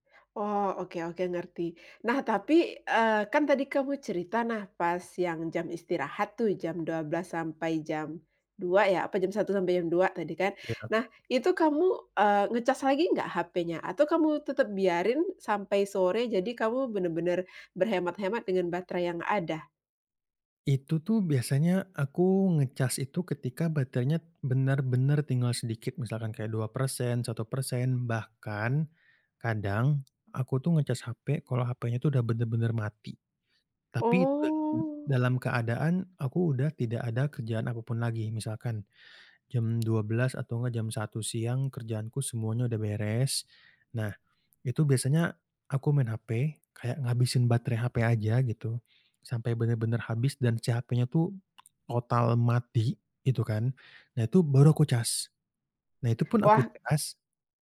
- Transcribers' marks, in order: other background noise; tapping; drawn out: "Oh"
- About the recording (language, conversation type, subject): Indonesian, podcast, Bagaimana kebiasaanmu menggunakan ponsel pintar sehari-hari?